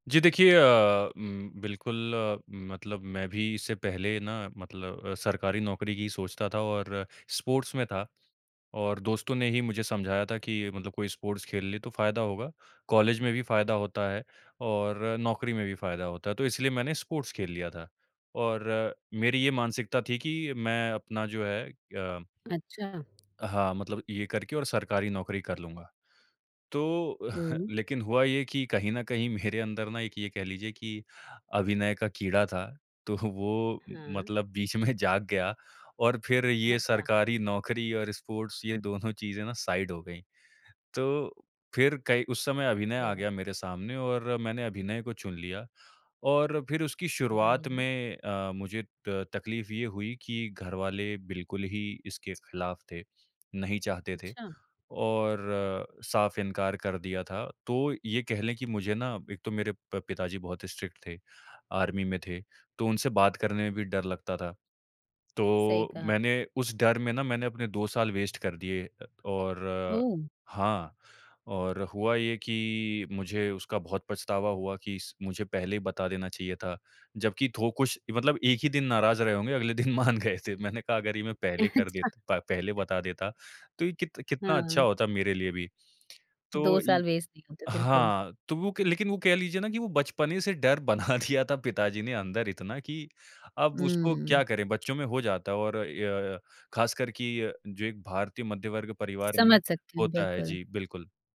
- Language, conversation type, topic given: Hindi, podcast, अगर कोई आपके जैसा बदलाव करना चाहता हो, तो आप उसे क्या सलाह देंगे?
- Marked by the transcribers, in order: in English: "स्पोर्ट्स"; in English: "स्पोर्ट्स"; in English: "स्पोर्ट्स"; tapping; chuckle; laughing while speaking: "तो वो"; in English: "स्पोर्ट्स"; in English: "साइड"; in English: "स्ट्रिक्ट"; in English: "वेस्ट"; laughing while speaking: "मान गए थे"; laughing while speaking: "अच्छा"; in English: "वेस्ट"; laughing while speaking: "बना दिया था"